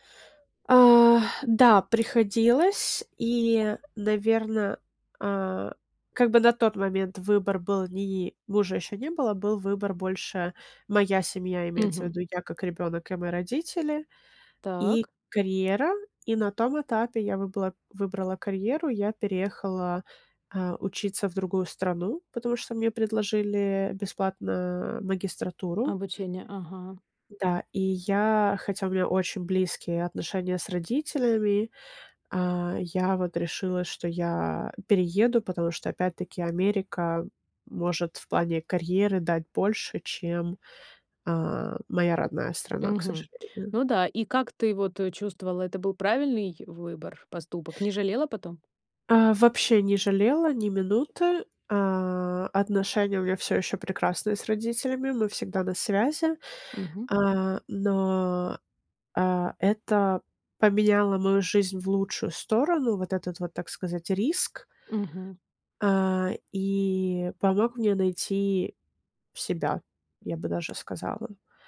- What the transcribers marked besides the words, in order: tapping; other background noise
- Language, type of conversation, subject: Russian, podcast, Как вы выбираете между семьёй и карьерой?
- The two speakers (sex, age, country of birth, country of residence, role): female, 30-34, Ukraine, United States, guest; female, 40-44, Ukraine, United States, host